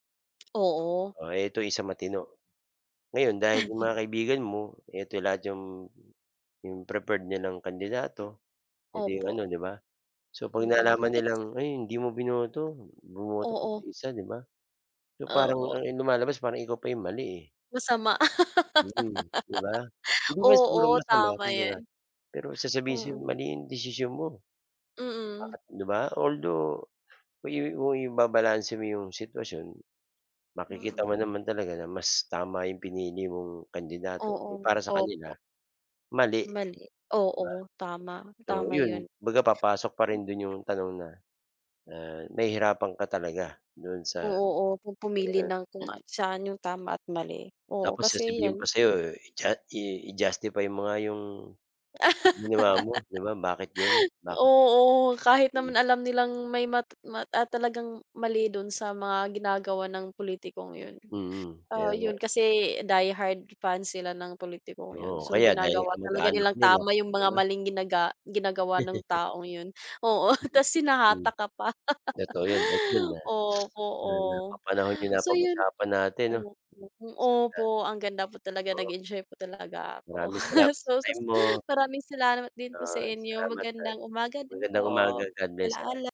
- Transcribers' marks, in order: laugh; other background noise; laugh; chuckle; sniff; laugh; unintelligible speech; chuckle
- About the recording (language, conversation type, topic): Filipino, unstructured, Paano mo pinipili kung alin ang tama o mali?